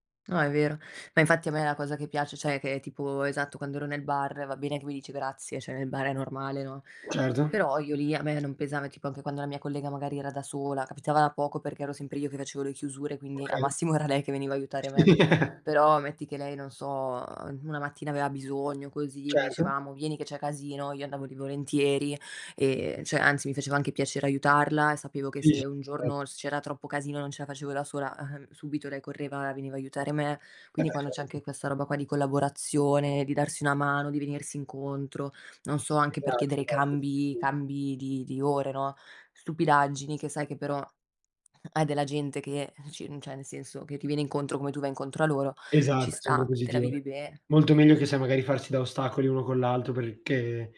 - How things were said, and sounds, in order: "cioè" said as "ceh"; "cioè" said as "ceh"; chuckle; laughing while speaking: "era"; "cioè" said as "ceh"; "esatto" said as "satto"; other background noise; "cioè" said as "ceh"
- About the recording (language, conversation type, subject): Italian, unstructured, Qual è la cosa che ti rende più felice nel tuo lavoro?